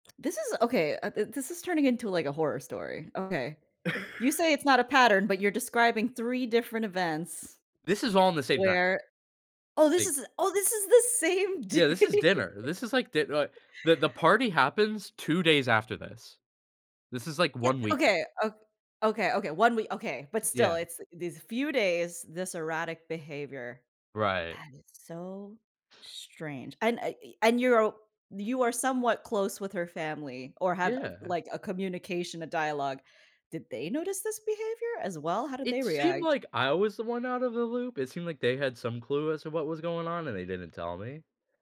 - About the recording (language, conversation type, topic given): English, advice, How can I cope with shock after a sudden breakup?
- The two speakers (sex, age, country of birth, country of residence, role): female, 30-34, United States, United States, advisor; male, 25-29, United States, United States, user
- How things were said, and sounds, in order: laugh; laughing while speaking: "same day"; other background noise